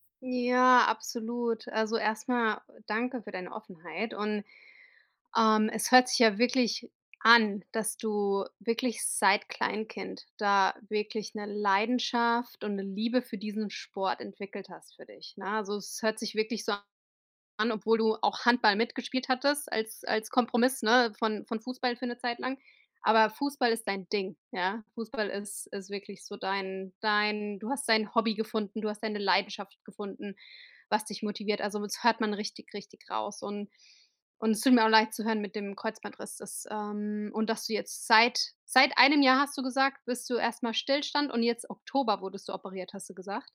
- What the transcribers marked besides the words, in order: none
- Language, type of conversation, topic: German, advice, Wie kann ich nach einer längeren Pause meine Leidenschaft wiederfinden?